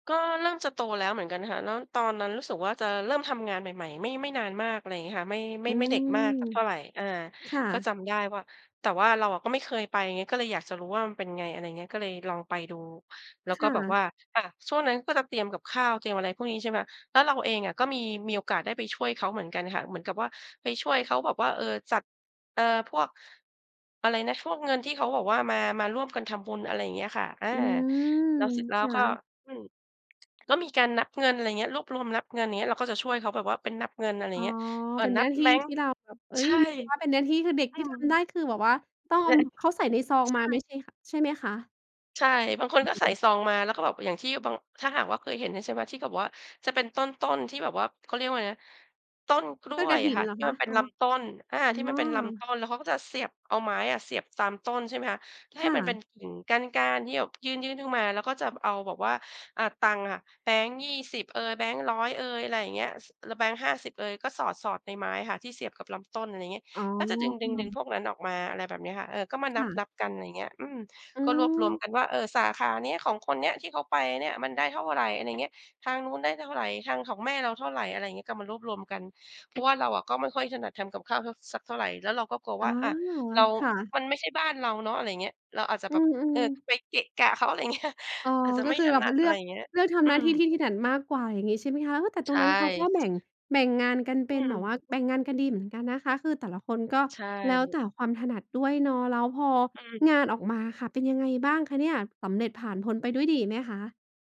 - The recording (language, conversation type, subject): Thai, podcast, คุณช่วยเล่าประสบการณ์การไปเยือนชุมชนท้องถิ่นที่ต้อนรับคุณอย่างอบอุ่นให้ฟังหน่อยได้ไหม?
- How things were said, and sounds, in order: other background noise; laughing while speaking: "เงี้ย"